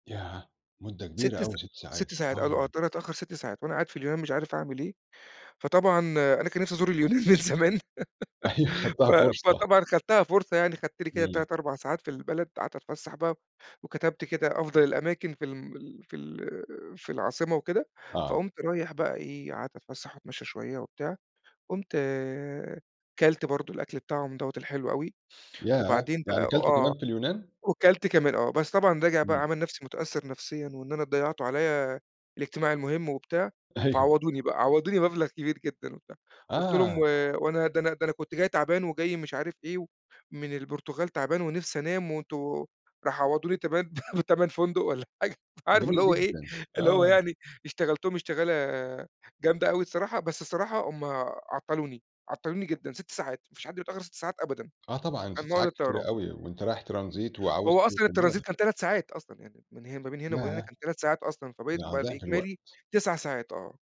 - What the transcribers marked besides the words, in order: laughing while speaking: "أيوه خدتها فُرصة"; laughing while speaking: "اليونان من زمان"; laugh; tapping; laughing while speaking: "أيوه"; laughing while speaking: "بتَمَن فندق والّا حاجة"; in English: "Transit"; in English: "الTransit"
- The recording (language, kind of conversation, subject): Arabic, podcast, إيه اللي حصل لما الطيارة فاتتك، وخلّصت الموضوع إزاي؟
- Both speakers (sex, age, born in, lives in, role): male, 40-44, Egypt, Portugal, guest; male, 40-44, Egypt, Portugal, host